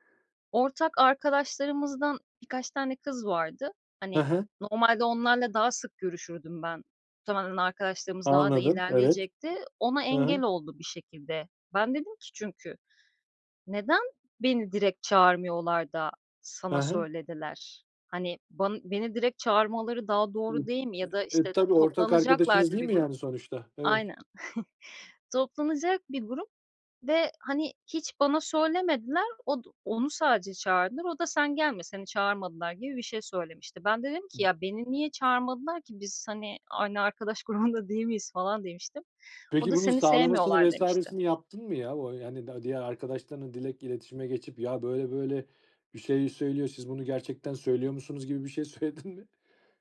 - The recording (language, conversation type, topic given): Turkish, podcast, Bir ilişkiye devam edip etmemeye nasıl karar verilir?
- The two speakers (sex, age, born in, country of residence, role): female, 35-39, Turkey, Greece, guest; male, 35-39, Turkey, Austria, host
- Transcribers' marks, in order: other background noise; tapping; chuckle; laughing while speaking: "grubunda"; background speech; laughing while speaking: "söyledin mi?"